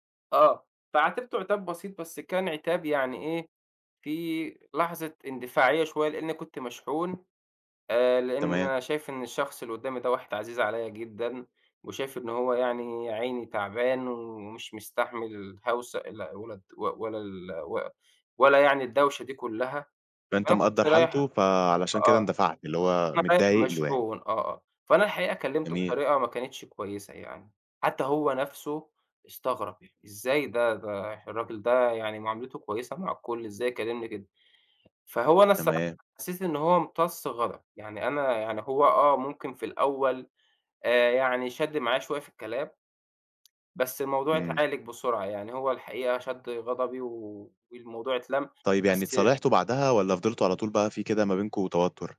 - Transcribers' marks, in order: tapping; background speech
- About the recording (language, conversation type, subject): Arabic, podcast, إزاي نبني جوّ أمان بين الجيران؟
- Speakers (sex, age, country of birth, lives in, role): male, 20-24, Egypt, Egypt, host; male, 25-29, Egypt, Egypt, guest